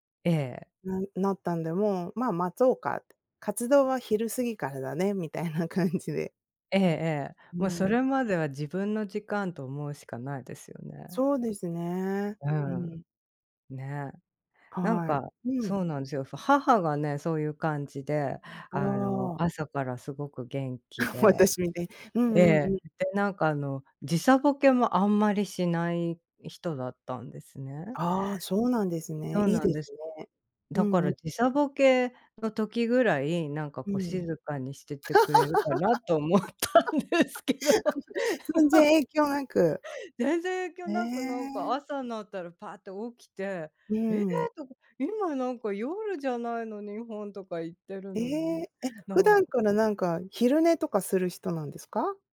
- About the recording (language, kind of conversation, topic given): Japanese, unstructured, 毎日の習慣の中で、特に大切にしていることは何ですか？
- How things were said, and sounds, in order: laughing while speaking: "私みたい"; unintelligible speech; laugh; laughing while speaking: "思ったんですけど"; laugh